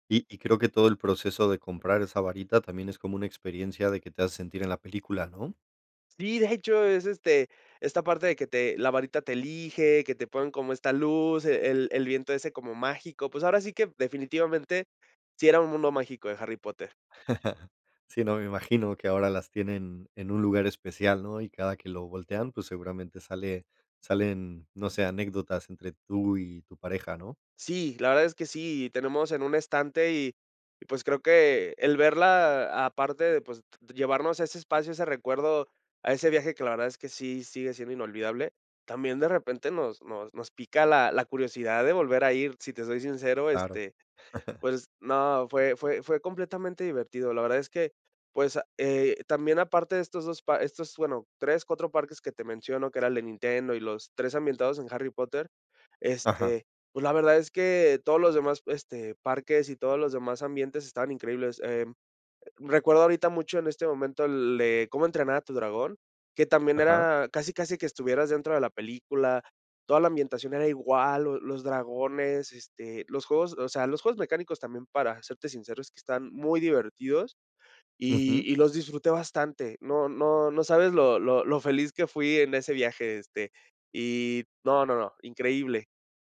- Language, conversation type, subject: Spanish, podcast, ¿Me puedes contar sobre un viaje improvisado e inolvidable?
- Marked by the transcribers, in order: chuckle; chuckle